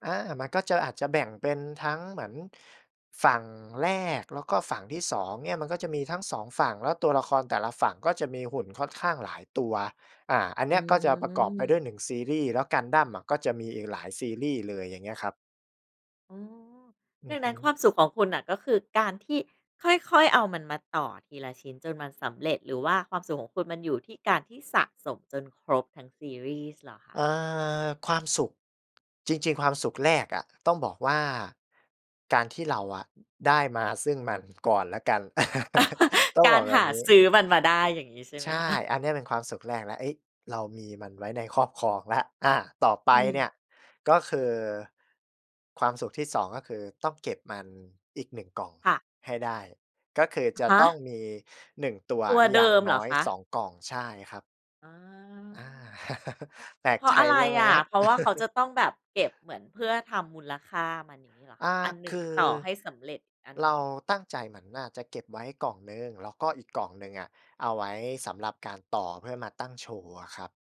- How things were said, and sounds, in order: chuckle; chuckle; chuckle; chuckle
- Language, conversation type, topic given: Thai, podcast, อะไรคือความสุขเล็กๆ ที่คุณได้จากการเล่นหรือการสร้างสรรค์ผลงานของคุณ?